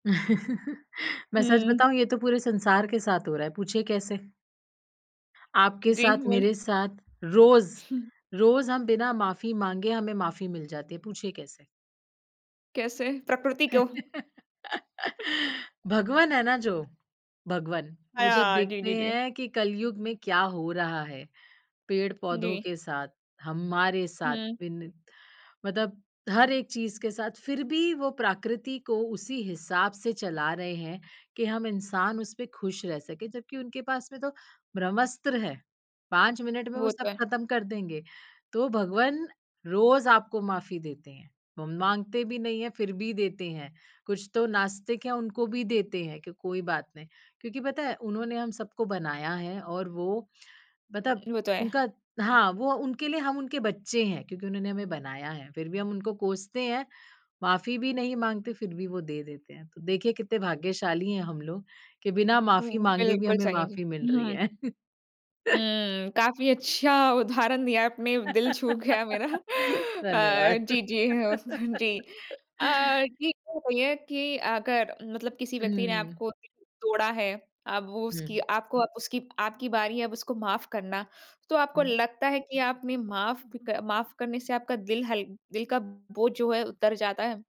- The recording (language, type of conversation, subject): Hindi, podcast, माफी मिलने के बाद भरोसा फिर कैसे बनाया जाए?
- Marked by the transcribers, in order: chuckle; chuckle; other noise; chuckle; laughing while speaking: "धन्यवाद"; laughing while speaking: "गया मेरा"; chuckle